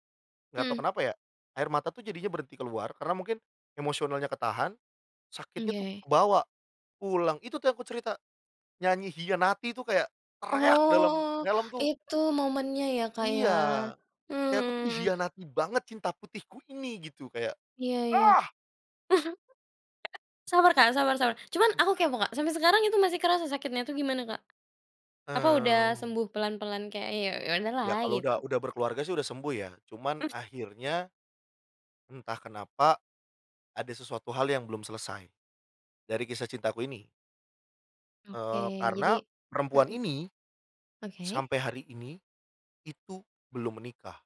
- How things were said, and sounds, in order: tapping; angry: "teriak"; angry: "Ah!"; chuckle; other background noise; chuckle
- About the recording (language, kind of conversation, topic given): Indonesian, podcast, Musik apa yang paling kamu suka dengarkan saat sedang sedih, dan kenapa?